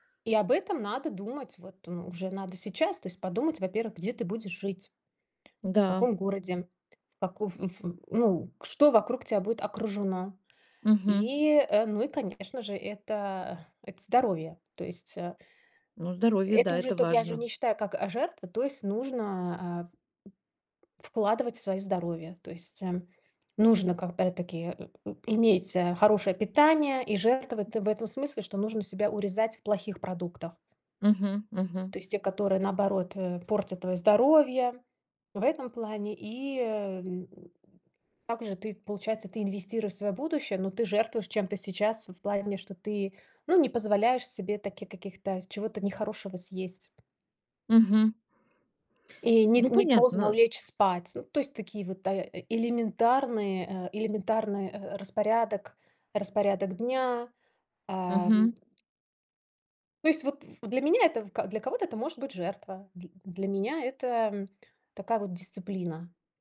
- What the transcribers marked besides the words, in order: tapping; grunt; other background noise
- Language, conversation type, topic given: Russian, podcast, Стоит ли сейчас ограничивать себя ради более комфортной пенсии?